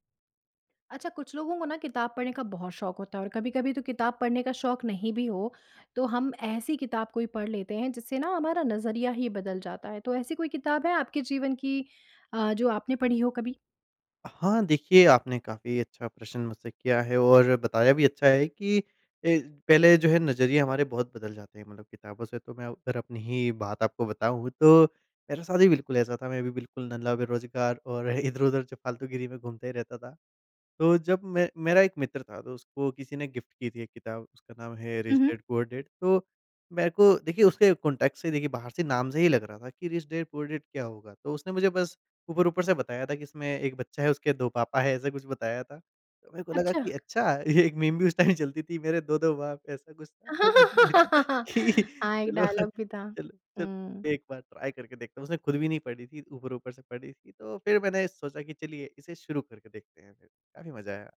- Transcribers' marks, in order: chuckle; in English: "गिफ्ट"; in English: "कॉन्टेक्स्ट"; tapping; laughing while speaking: "ये एक मीम भी उस टाइम चलती थी"; laugh; in English: "डायलॉग"; unintelligible speech; laughing while speaking: "कि चलो, चलो"; in English: "ट्राई"
- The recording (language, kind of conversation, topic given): Hindi, podcast, क्या किसी किताब ने आपका नज़रिया बदल दिया?